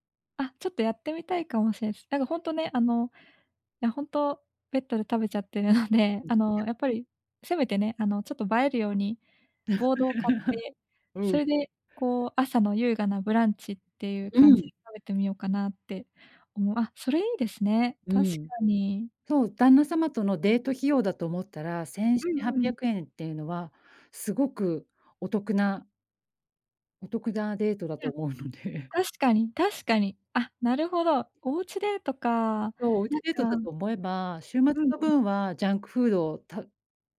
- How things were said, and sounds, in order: other noise; laughing while speaking: "ので"; laugh; laughing while speaking: "思うので"; joyful: "確かに、確かに"
- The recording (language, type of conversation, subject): Japanese, advice, 忙しくてついジャンクフードを食べてしまう